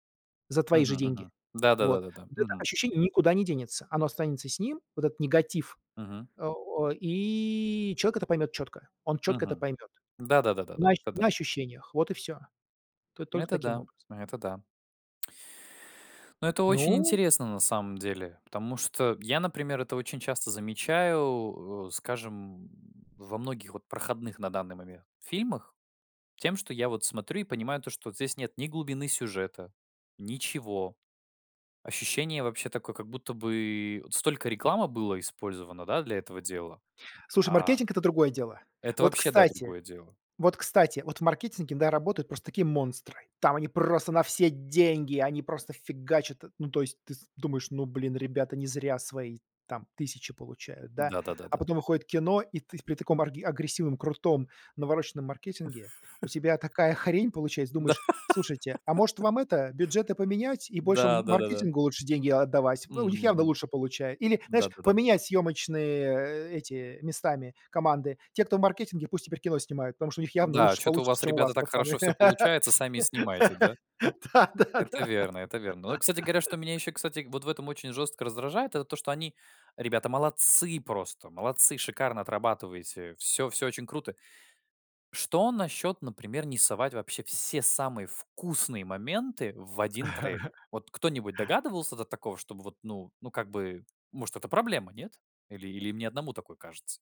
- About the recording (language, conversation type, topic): Russian, podcast, Что для тебя значит быть искренним в творчестве?
- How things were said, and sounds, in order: laugh; laughing while speaking: "Да"; laugh; laugh; laughing while speaking: "Да да да"; laugh; laugh; tapping